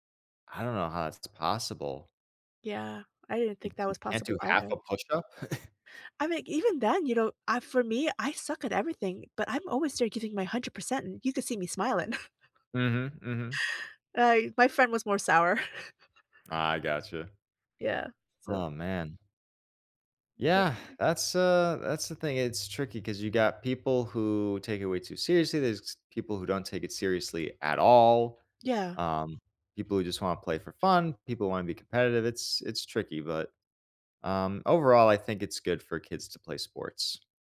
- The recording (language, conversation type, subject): English, unstructured, How can I use school sports to build stronger friendships?
- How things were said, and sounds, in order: chuckle; chuckle; chuckle; other background noise